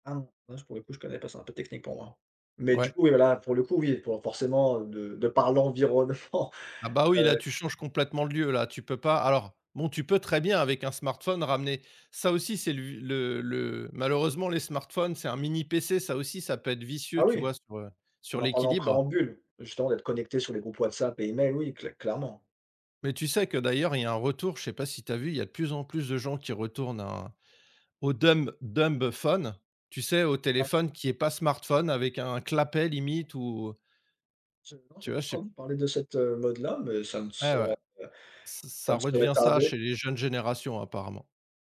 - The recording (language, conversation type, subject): French, unstructured, Comment trouves-tu l’équilibre entre le travail et la vie personnelle ?
- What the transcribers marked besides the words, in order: laughing while speaking: "l'environnement"; in English: "dumb dumbphone"